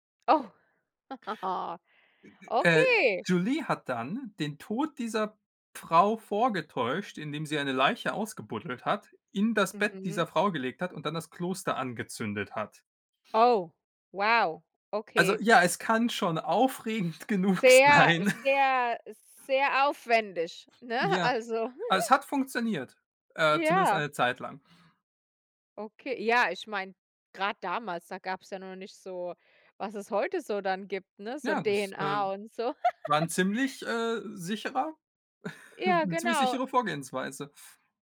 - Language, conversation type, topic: German, unstructured, Welche historische Persönlichkeit findest du besonders inspirierend?
- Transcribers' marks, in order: giggle; laughing while speaking: "aufregend genug sein"; giggle; giggle; chuckle